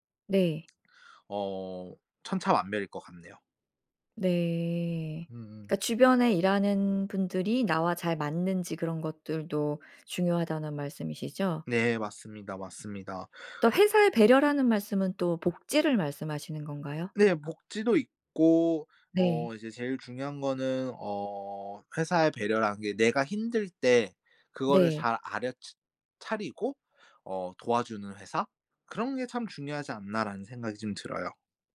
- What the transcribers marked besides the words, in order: tapping; other background noise; "알아" said as "알여"
- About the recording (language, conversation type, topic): Korean, podcast, 직장을 그만둘지 고민할 때 보통 무엇을 가장 먼저 고려하나요?